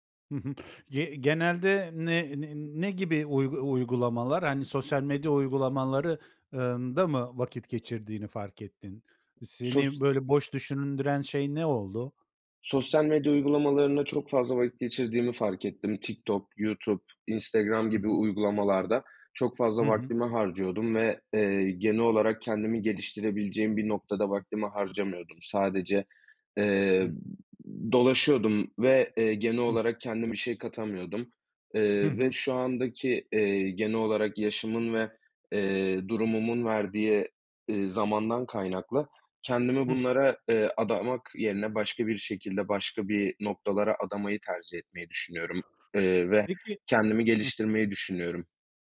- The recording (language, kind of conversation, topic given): Turkish, podcast, Ekran süresini azaltmak için ne yapıyorsun?
- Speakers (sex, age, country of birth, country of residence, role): male, 25-29, Turkey, Poland, guest; male, 55-59, Turkey, Spain, host
- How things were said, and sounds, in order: other background noise